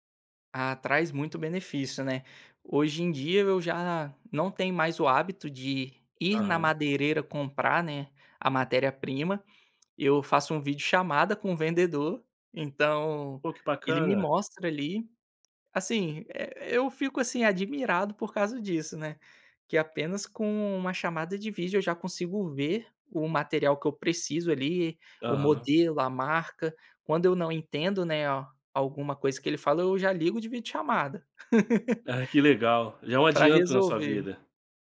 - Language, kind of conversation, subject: Portuguese, podcast, Como você equilibra trabalho e vida pessoal com a ajuda de aplicativos?
- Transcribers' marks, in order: chuckle